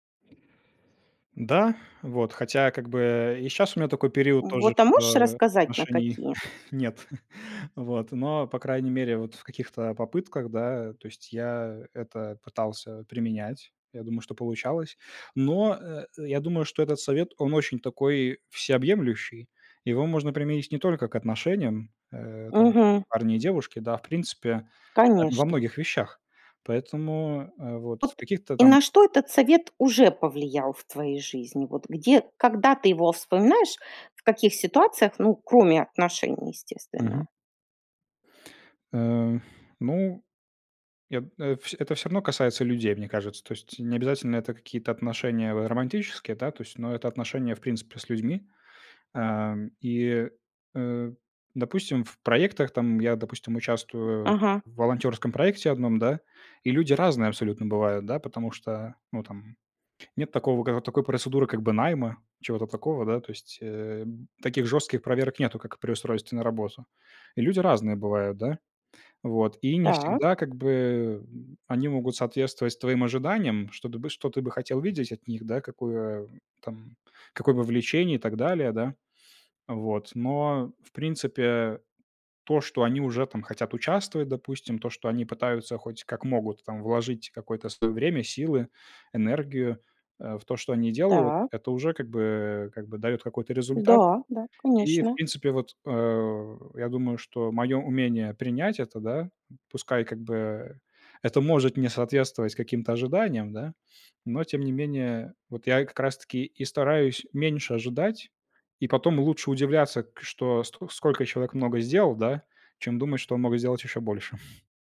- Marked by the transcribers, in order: other background noise; chuckle; tapping; chuckle
- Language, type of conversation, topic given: Russian, podcast, Какой совет от незнакомого человека ты до сих пор помнишь?